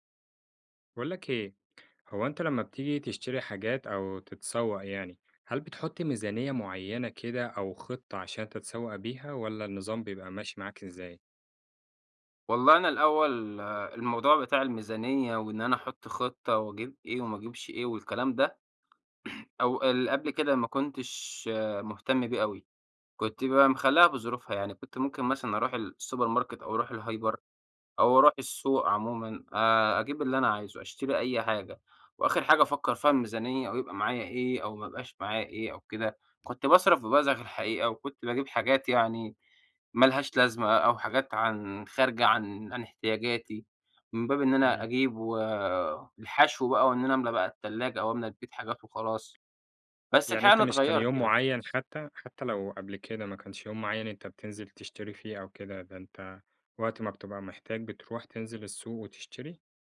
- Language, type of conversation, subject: Arabic, podcast, إزاي أتسوّق بميزانية معقولة من غير ما أصرف زيادة؟
- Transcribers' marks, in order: tapping; throat clearing; in English: "السوبر ماركت"; in English: "الهايبر"; "حتى-" said as "ختّى"; background speech